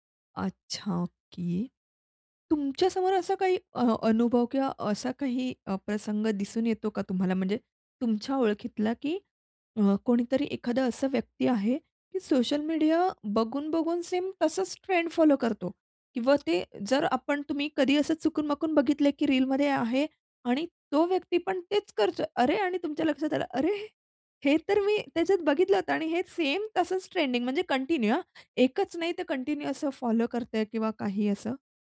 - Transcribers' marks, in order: tapping; other background noise; chuckle; in English: "कंटिन्यू"; in English: "कंटिन्यू"
- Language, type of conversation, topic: Marathi, podcast, सोशल मीडियामुळे तुमच्या कपड्यांच्या पसंतीत बदल झाला का?